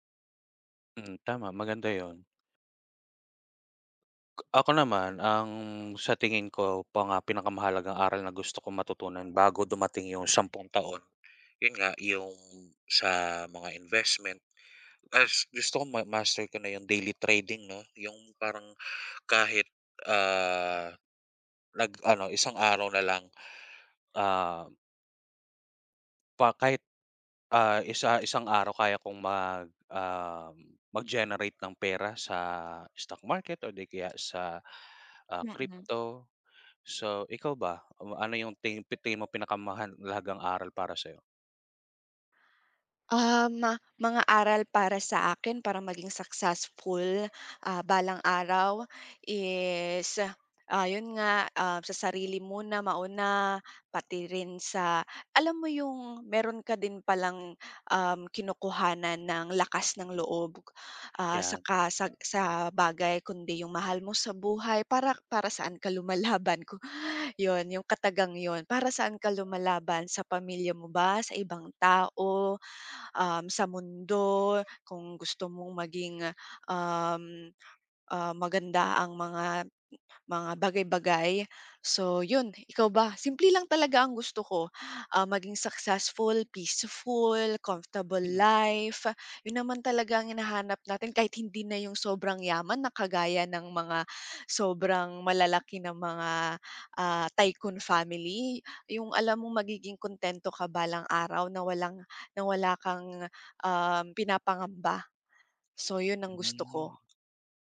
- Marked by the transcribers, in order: tapping; other background noise; "pinakamahalagang" said as "pinakamahanlagang"; dog barking; laughing while speaking: "lumalaban"
- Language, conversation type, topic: Filipino, unstructured, Paano mo nakikita ang sarili mo sa loob ng sampung taon?